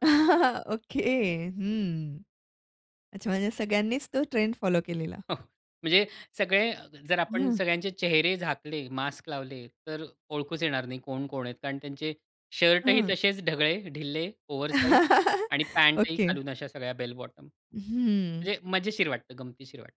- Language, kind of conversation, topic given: Marathi, podcast, सोशल मीडियामुळे तुमच्या कपड्यांच्या पसंतीत बदल झाला का?
- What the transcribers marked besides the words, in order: chuckle; laughing while speaking: "ओके, हं"; other background noise; tapping; in English: "ओव्हर साइझ"; chuckle; in English: "बेल बॉटम"